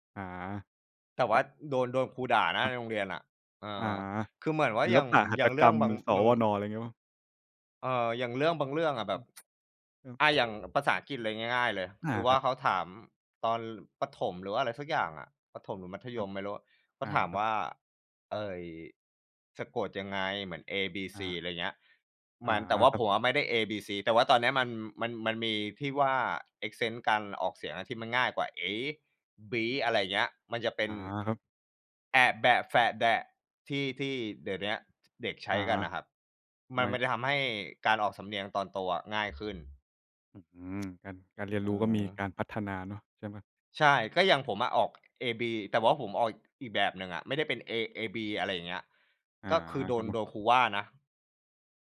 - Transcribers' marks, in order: tsk; in English: "accent"; put-on voice: "เอ บี"
- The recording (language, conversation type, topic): Thai, unstructured, การถูกกดดันให้ต้องได้คะแนนดีทำให้คุณเครียดไหม?